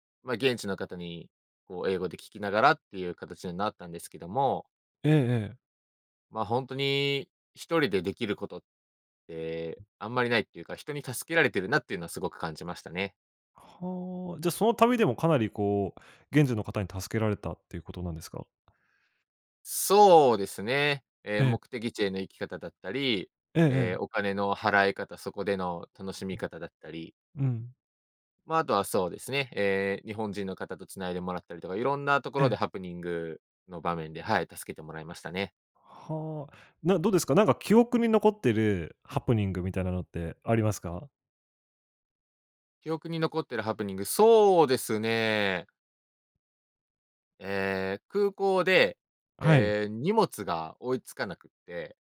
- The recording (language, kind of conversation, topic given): Japanese, podcast, 初めての一人旅で学んだことは何ですか？
- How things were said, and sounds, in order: other background noise